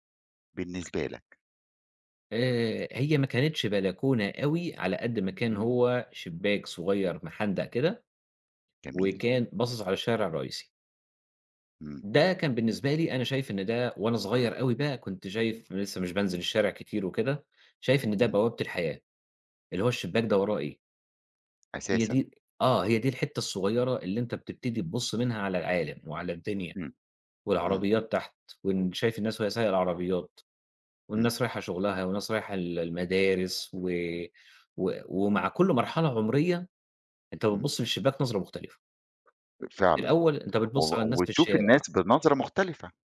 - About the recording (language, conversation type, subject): Arabic, podcast, ايه العادات الصغيرة اللي بتعملوها وبتخلي البيت دافي؟
- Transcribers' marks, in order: tapping